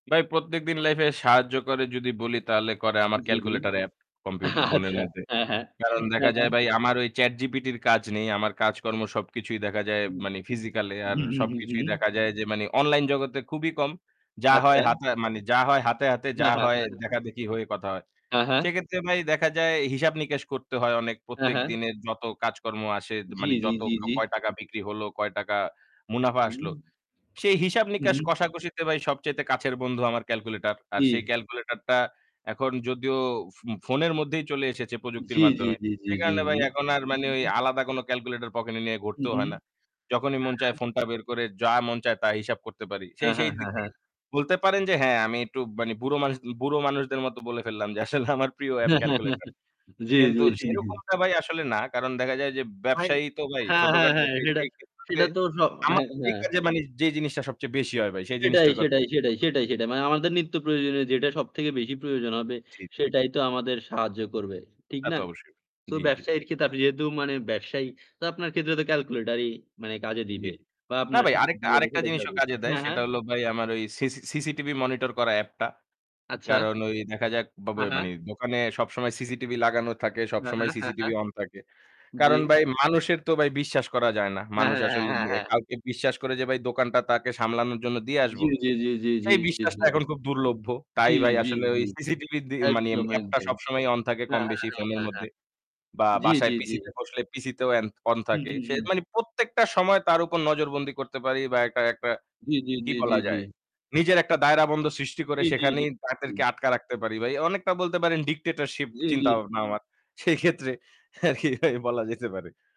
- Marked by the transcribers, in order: static; laughing while speaking: "আচ্ছা"; "মানে" said as "মানি"; "মানে" said as "মানি"; "মানে" said as "মানি"; other background noise; "মানে" said as "মানি"; distorted speech; "মানে" said as "মানি"; laughing while speaking: "আসলে আমার প্রিয়"; chuckle; laughing while speaking: "জি, জি, জি"; "মানে" said as "মানি"; unintelligible speech; unintelligible speech; "মানে" said as "মানি"; "মানে" said as "মানি"; in English: "dictatorship"; laughing while speaking: "সেই ক্ষেত্রে আর কি ভাই বলা যেতে পারে"
- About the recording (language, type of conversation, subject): Bengali, unstructured, তুমি কীভাবে প্রযুক্তির সাহায্যে নিজের কাজ সহজ করো?